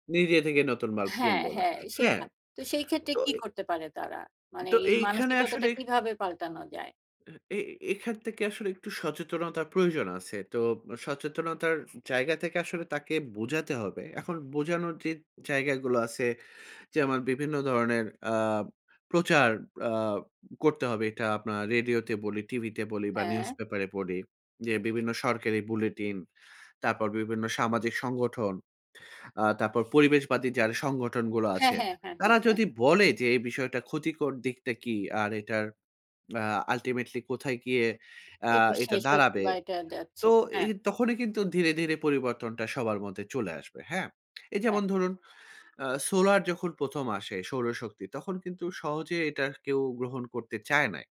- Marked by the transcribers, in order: other background noise; tapping; in English: "আল্টিমেটলি"
- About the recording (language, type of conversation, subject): Bengali, podcast, বিদ্যুৎ ও পানি কীভাবে সাশ্রয় করা যায়?